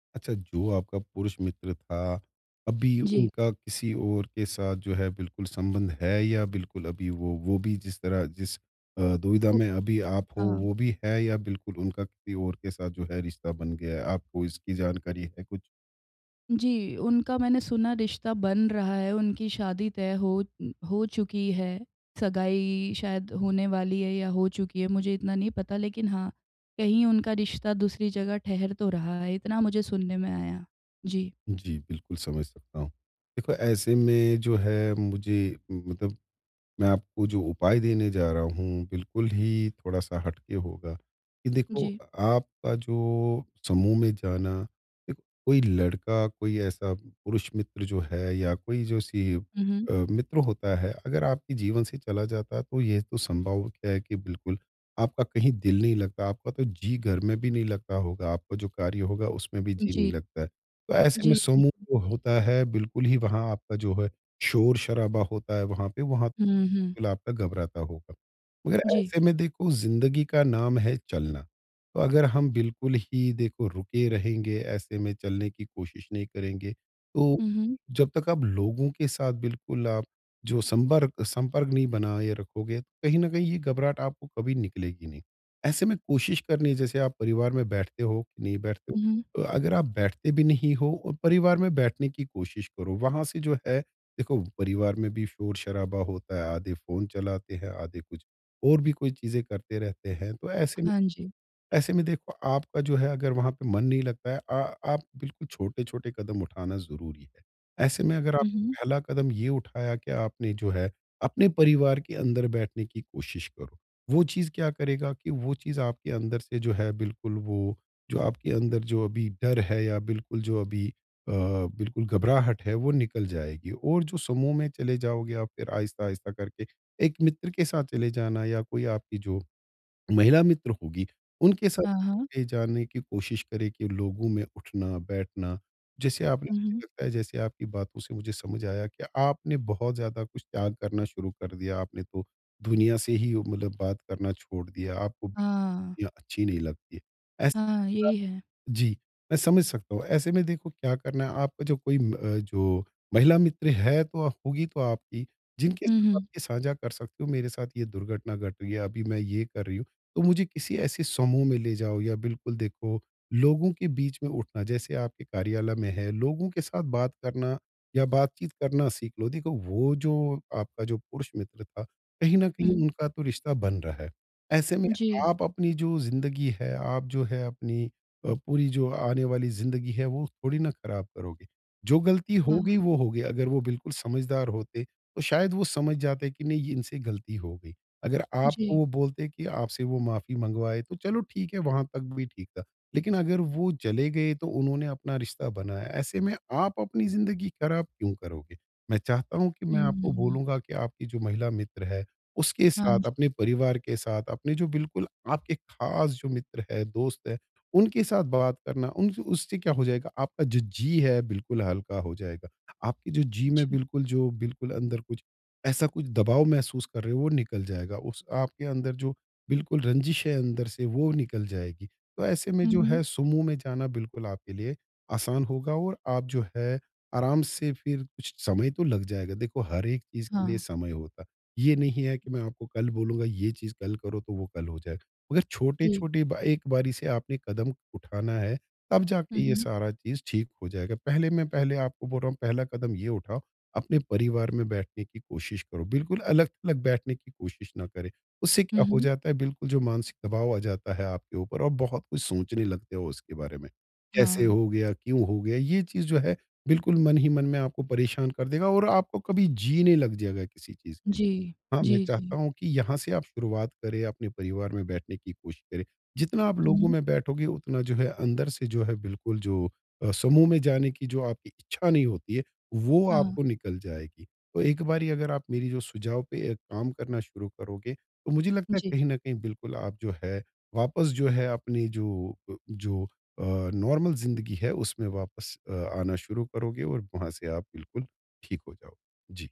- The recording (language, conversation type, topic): Hindi, advice, समूह समारोहों में मुझे उत्साह या दिलचस्पी क्यों नहीं रहती?
- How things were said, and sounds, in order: other background noise; tapping; unintelligible speech; in English: "नॉर्मल"